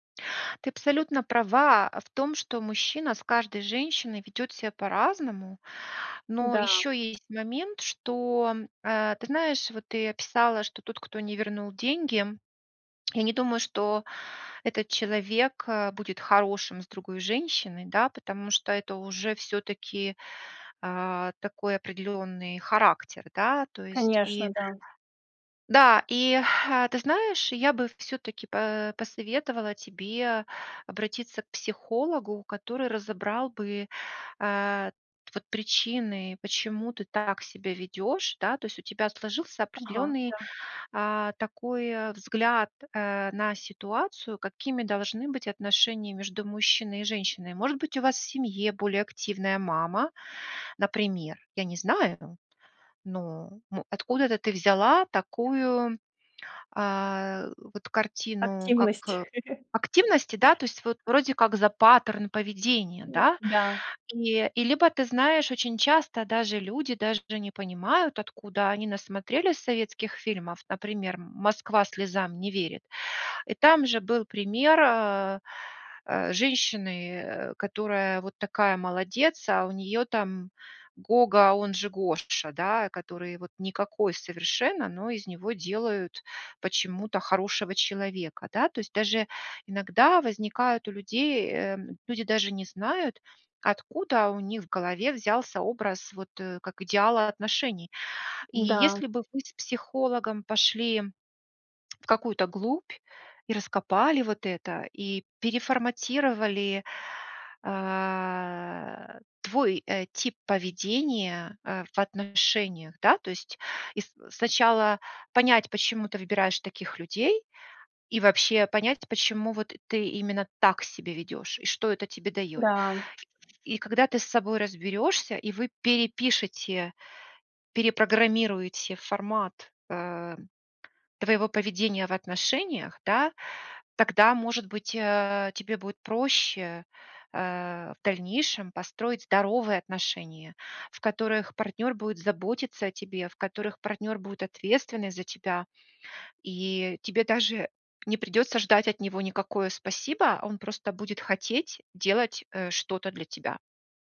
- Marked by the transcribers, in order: other background noise; chuckle; drawn out: "а"; tapping
- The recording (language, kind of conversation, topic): Russian, advice, С чего начать, если я боюсь осваивать новый навык из-за возможной неудачи?